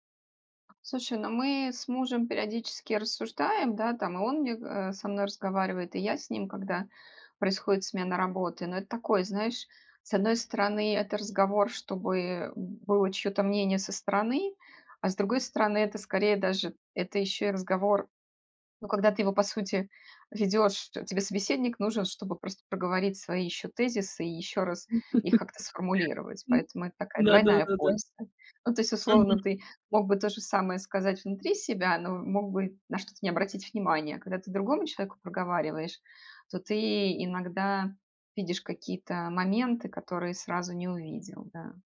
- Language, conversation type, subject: Russian, podcast, Как ты принимаешь решение о смене работы или города?
- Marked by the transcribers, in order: tapping; laugh; other background noise